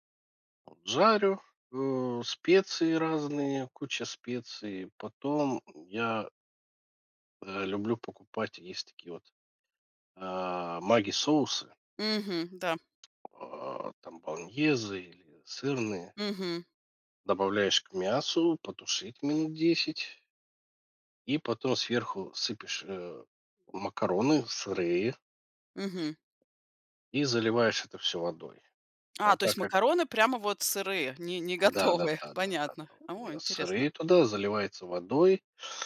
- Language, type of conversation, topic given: Russian, podcast, Какие простые блюда ты обычно готовишь в будни?
- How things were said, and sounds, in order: tapping